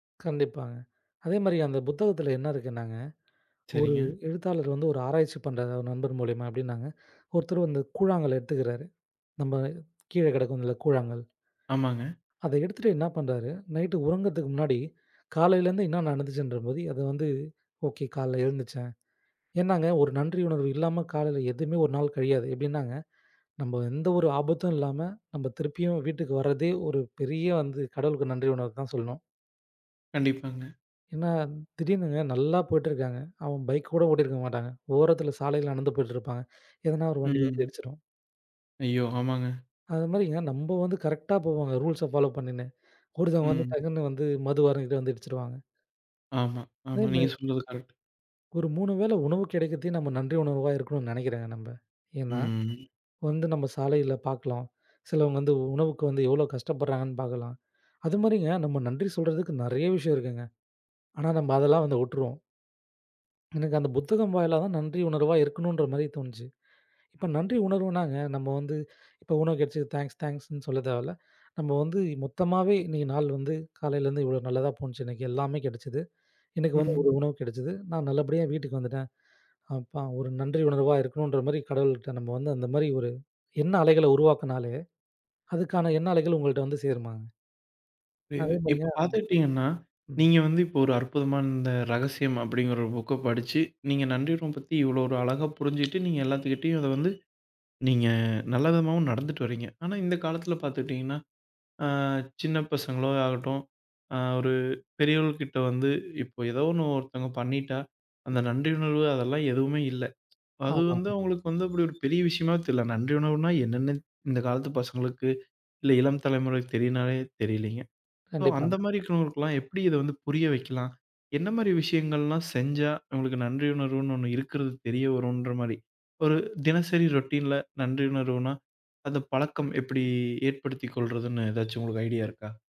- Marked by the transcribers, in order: in English: "பைக்"; in English: "ரூல்ஸ் ஃபாலோ"; other background noise; unintelligible speech; in English: "தாங்க்ஸ் தாங்க்ஸ்ன்னு"; horn; in English: "சோ"; in English: "ரொடீன்ல"
- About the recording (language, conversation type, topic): Tamil, podcast, நாள்தோறும் நன்றியுணர்வு பழக்கத்தை நீங்கள் எப்படி உருவாக்கினீர்கள்?